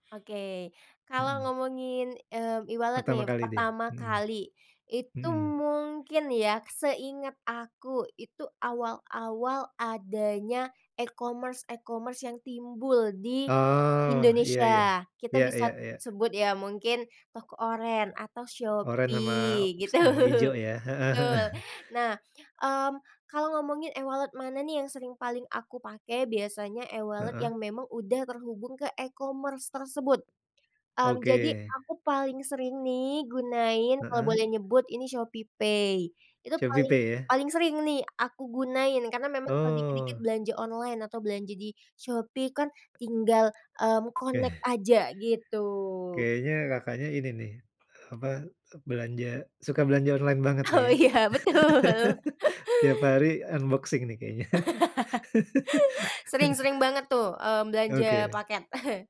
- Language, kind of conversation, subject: Indonesian, podcast, Bagaimana pengalaman kamu menggunakan dompet digital dalam kehidupan sehari-hari?
- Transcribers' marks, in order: other background noise; in English: "e-wallet"; wind; in English: "e-commerce, e-commerce"; "bisa" said as "bisat"; laughing while speaking: "gitu"; tapping; in English: "e-wallet"; laughing while speaking: "heeh"; in English: "e-wallet"; in English: "e-commerce"; in English: "connect"; drawn out: "gitu"; laughing while speaking: "Oh, iya, betul"; chuckle; in English: "unboxing"; laugh; chuckle; chuckle